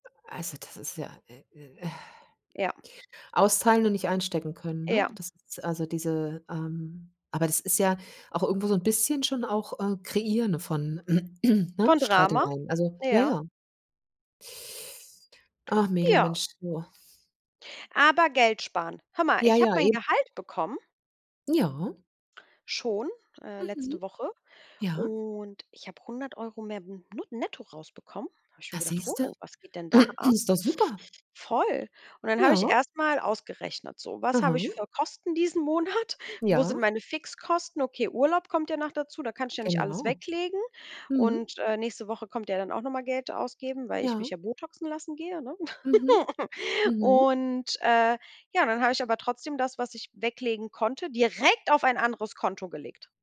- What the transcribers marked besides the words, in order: exhale; throat clearing; sad: "Ach, Mädel, Mensch, du"; throat clearing; laughing while speaking: "Monat?"; chuckle; stressed: "direkt"
- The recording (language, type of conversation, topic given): German, unstructured, Was ist dein bester Tipp, um Geld zu sparen?